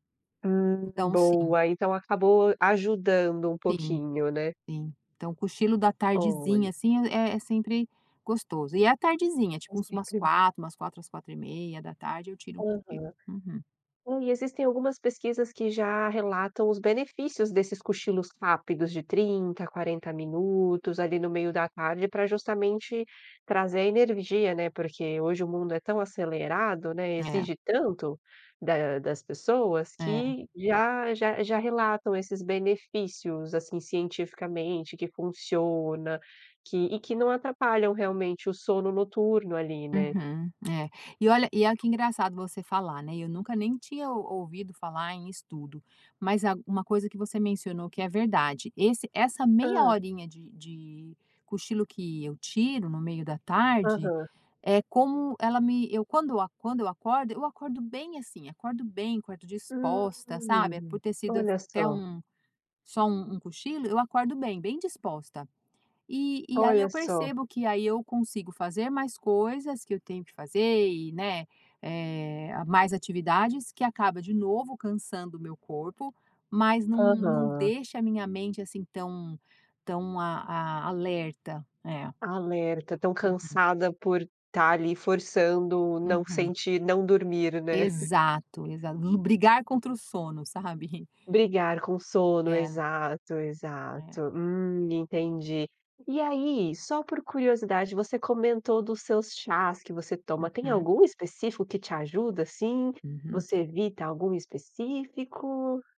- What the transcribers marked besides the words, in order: chuckle; chuckle; other background noise; tapping
- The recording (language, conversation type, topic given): Portuguese, podcast, Como é o seu ritual para dormir?